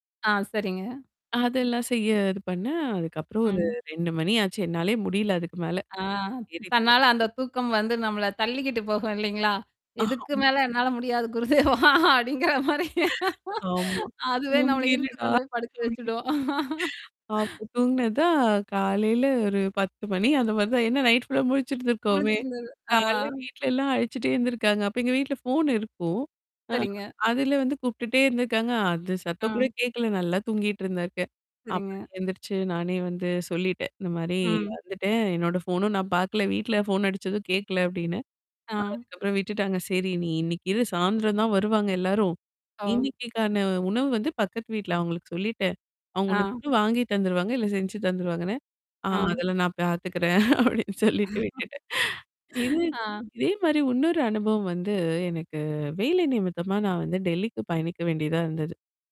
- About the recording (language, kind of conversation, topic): Tamil, podcast, முதல் முறையாக தனியாக தங்கிய அந்த இரவில் உங்களுக்கு ஏற்பட்ட உணர்வுகளைப் பற்றி சொல்ல முடியுமா?
- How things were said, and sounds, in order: tapping; static; distorted speech; chuckle; laughing while speaking: "குருதேவா! அப்படிங்கிற மாரி. அதுவே நம்மள இழுத்து கொண்டு போய் படுக்க வச்சுடும்"; laugh; laughing while speaking: "தூங்கிருடா! அப்டின்னு, அப்ப தூங்கினதுதான்"; other background noise; mechanical hum; laughing while speaking: "அப்படின்னு சொல்லிட்டு விட்டுட்டேன்"; laugh